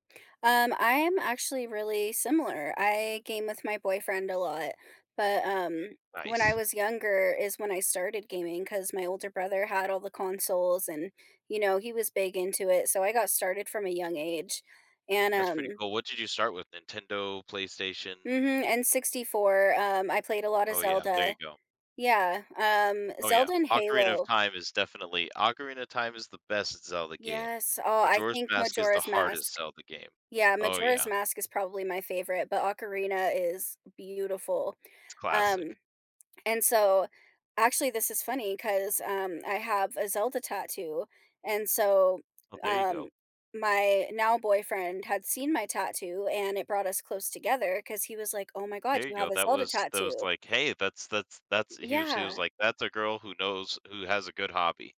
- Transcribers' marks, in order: tapping
- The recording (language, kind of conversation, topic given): English, unstructured, How do you balance your own interests with shared activities in a relationship?